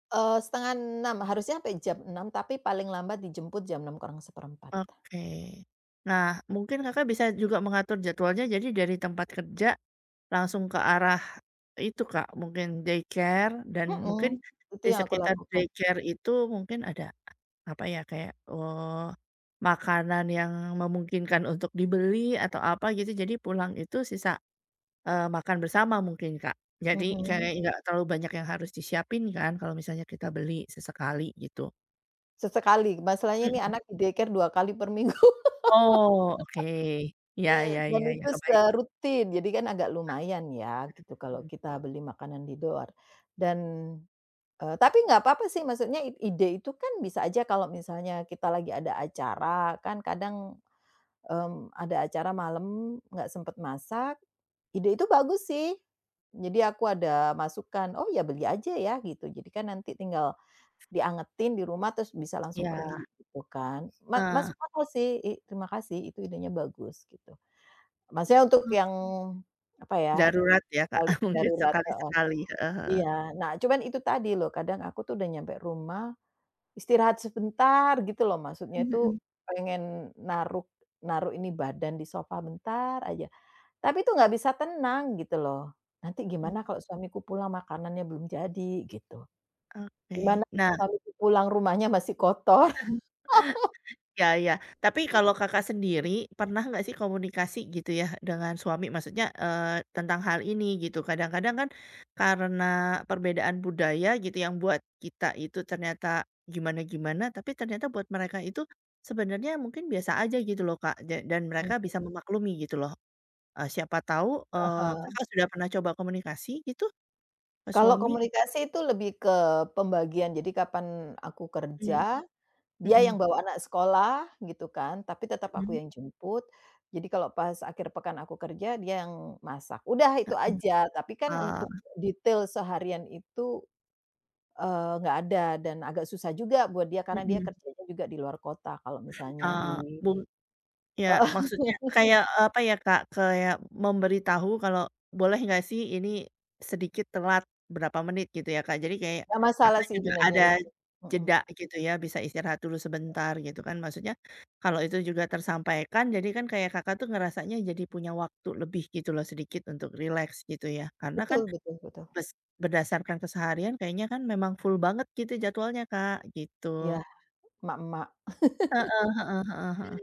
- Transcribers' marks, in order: other background noise; in English: "daycare"; in English: "daycare"; tapping; in English: "daycare"; laugh; "di luar" said as "di duar"; chuckle; drawn out: "bentar"; chuckle; laugh; laughing while speaking: "Heeh"; in English: "full"; chuckle
- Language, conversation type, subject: Indonesian, advice, Bagaimana saya bisa tetap fokus tanpa merasa bersalah saat mengambil waktu istirahat?